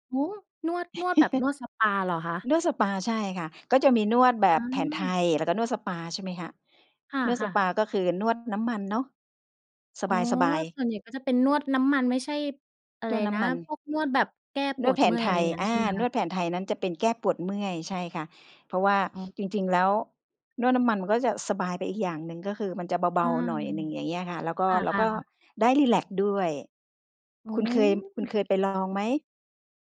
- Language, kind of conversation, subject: Thai, podcast, คุณมีวิธีจัดการกับความเครียดอย่างไรบ้าง?
- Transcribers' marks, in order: laugh; other background noise